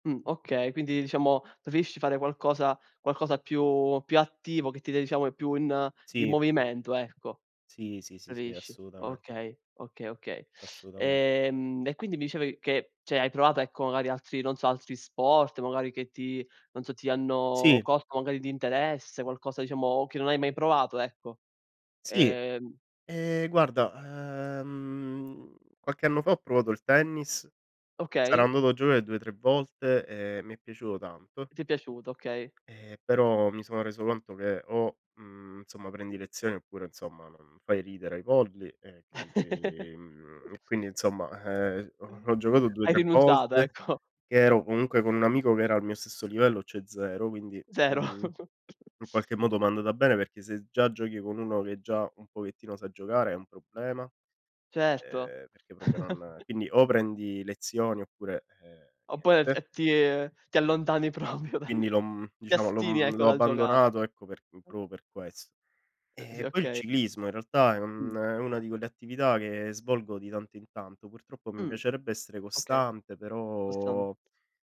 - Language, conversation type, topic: Italian, unstructured, Come puoi scegliere l’attività fisica più adatta a te?
- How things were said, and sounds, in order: tapping; teeth sucking; "cioè" said as "ceh"; other background noise; drawn out: "uhm"; laugh; drawn out: "quindi"; chuckle; "proprio" said as "propio"; chuckle; laughing while speaking: "propio dal"; "proprio" said as "propio"; "astieni" said as "astini"; "proprio" said as "propio"; drawn out: "però"